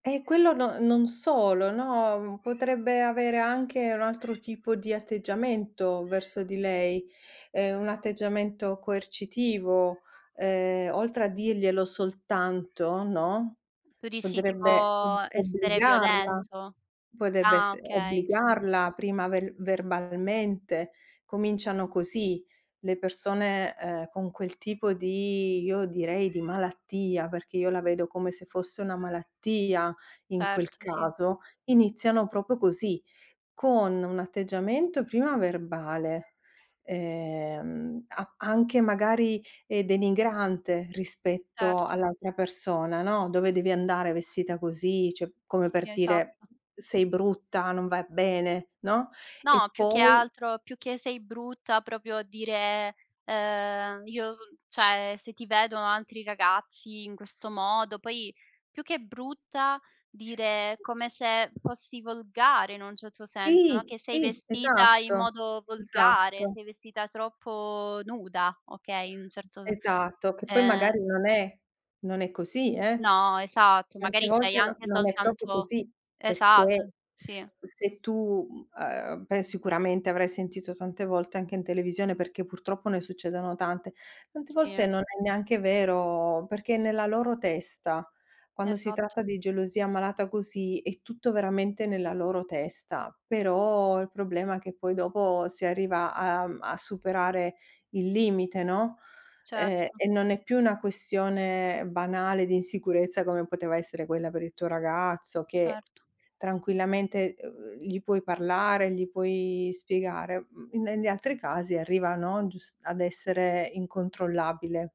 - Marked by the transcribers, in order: other animal sound; "potrebbe" said as "potebbe"; "proprio" said as "propo"; other background noise; "Cioè" said as "ceh"; "vai" said as "vae"; "proprio" said as "propio"; "cioè" said as "ceh"; "proprio" said as "propio"; tapping
- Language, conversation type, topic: Italian, unstructured, Pensi che la gelosia sia un segno d’amore o di insicurezza?